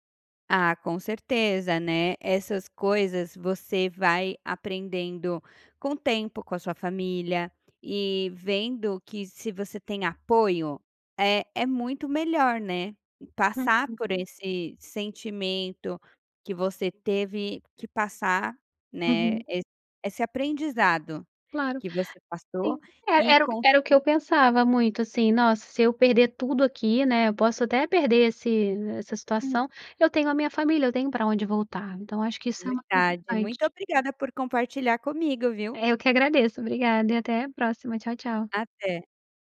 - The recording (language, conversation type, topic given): Portuguese, podcast, Qual é o papel da família no seu sentimento de pertencimento?
- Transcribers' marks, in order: unintelligible speech; tapping